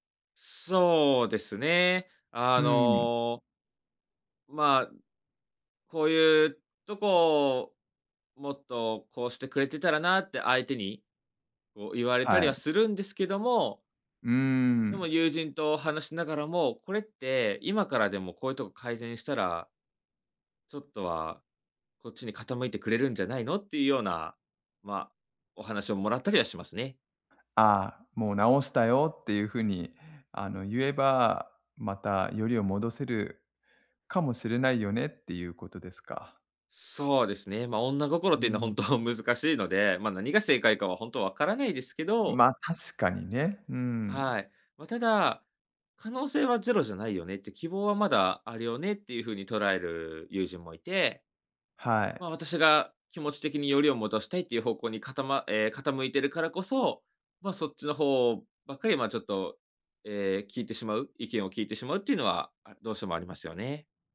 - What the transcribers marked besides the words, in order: laughing while speaking: "ほんと"
- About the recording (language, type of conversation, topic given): Japanese, advice, SNSで元パートナーの投稿を見てしまい、つらさが消えないのはなぜですか？